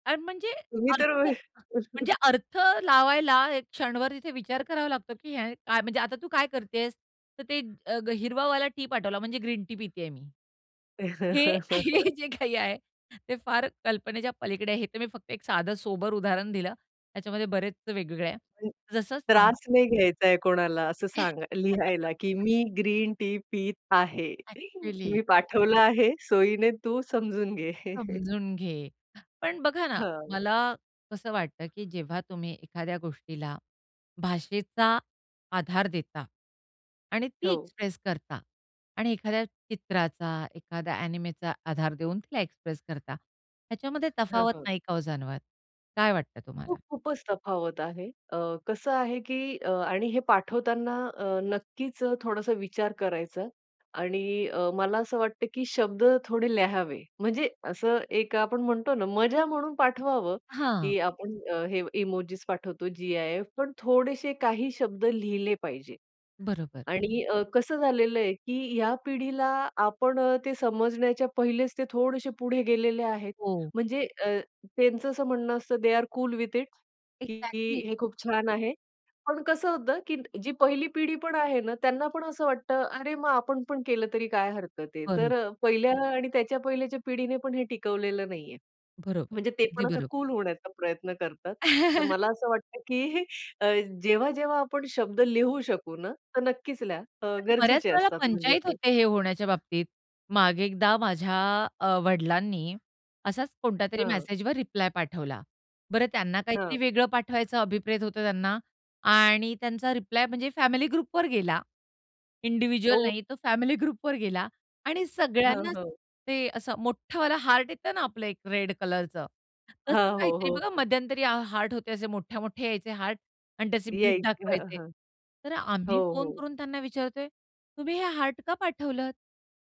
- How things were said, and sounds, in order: laughing while speaking: "तर"; chuckle; bird; chuckle; other background noise; unintelligible speech; laugh; chuckle; in English: "इमोजिस"; in English: "दे आर कूल विथ इट"; in English: "एक्झॅक्टली"; unintelligible speech; tapping; chuckle; in English: "ग्रुपवर"; in English: "इंडिव्हिज्युअल"; in English: "ग्रुपवर"
- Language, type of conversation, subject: Marathi, podcast, तुम्ही इमोजी आणि GIF कधी आणि का वापरता?